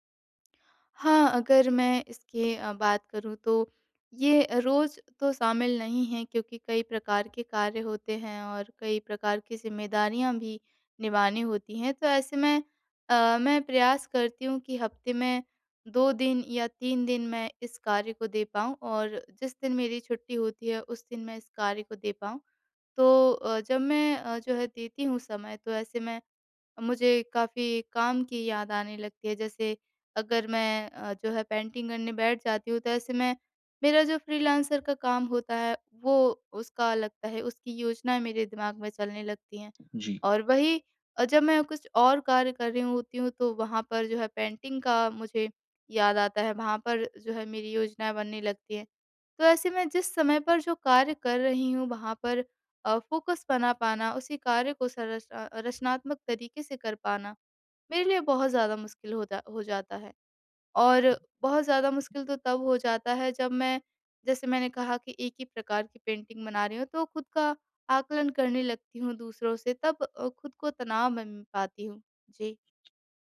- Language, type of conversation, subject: Hindi, advice, मैं बिना ध्यान भंग हुए अपने रचनात्मक काम के लिए समय कैसे सुरक्षित रख सकता/सकती हूँ?
- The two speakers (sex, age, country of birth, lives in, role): female, 25-29, India, India, user; male, 30-34, India, India, advisor
- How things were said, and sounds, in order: in English: "पेंटिंग"; other background noise; in English: "पेंटिंग"; in English: "फ़ोकस"; in English: "पेंटिंग"